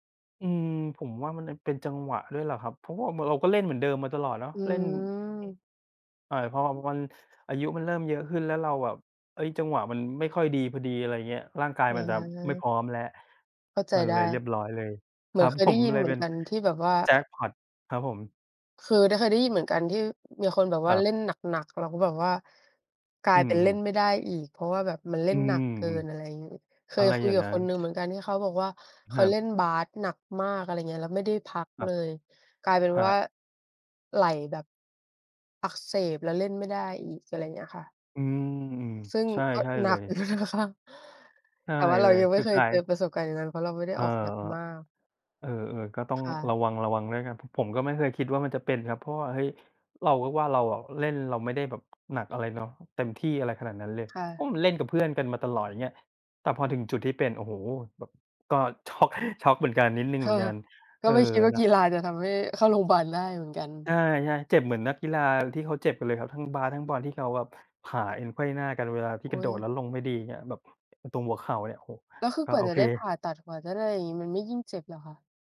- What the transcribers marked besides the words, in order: other background noise; unintelligible speech; laughing while speaking: "ครับผม"; laughing while speaking: "อยู่นะคะ"; laughing while speaking: "ช็อก"; laughing while speaking: "ค่ะ"; laughing while speaking: "บาล"; tapping
- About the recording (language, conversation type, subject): Thai, unstructured, คุณชอบทำกิจกรรมอะไรในเวลาว่างมากที่สุด?